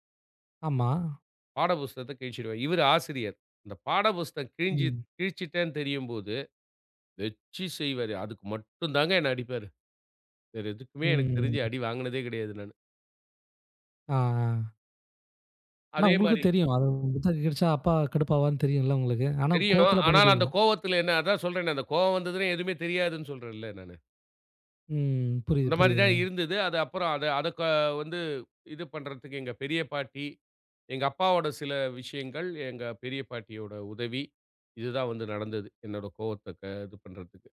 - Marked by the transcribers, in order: drawn out: "ம்"; other background noise; unintelligible speech
- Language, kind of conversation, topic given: Tamil, podcast, தந்தையின் அறிவுரை மற்றும் உன் உள்ளத்தின் குரல் மோதும் போது நீ என்ன செய்வாய்?
- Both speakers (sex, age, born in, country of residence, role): male, 25-29, India, India, host; male, 45-49, India, India, guest